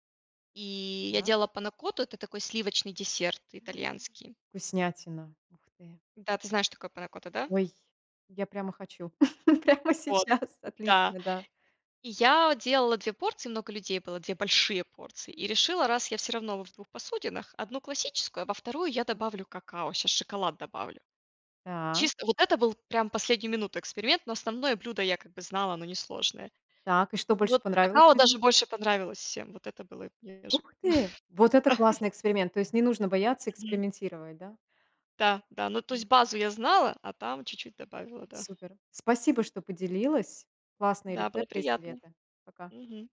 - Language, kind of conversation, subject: Russian, podcast, Как вы тестируете идею перед тем, как подать её гостям?
- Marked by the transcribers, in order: other background noise; laugh; laughing while speaking: "прямо сейчас"; stressed: "большие"; unintelligible speech; chuckle